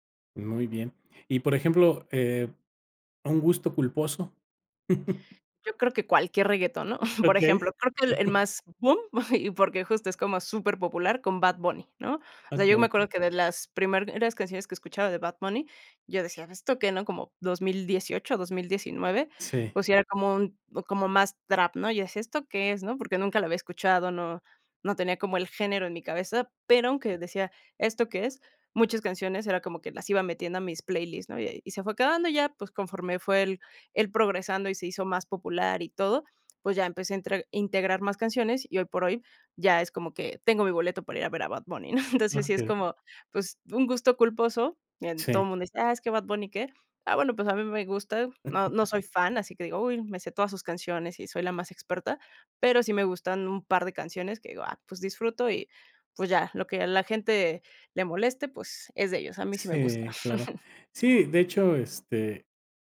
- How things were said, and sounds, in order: chuckle; chuckle; laughing while speaking: "¿no?"; chuckle; chuckle
- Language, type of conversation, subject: Spanish, podcast, ¿Cómo ha cambiado tu gusto musical con los años?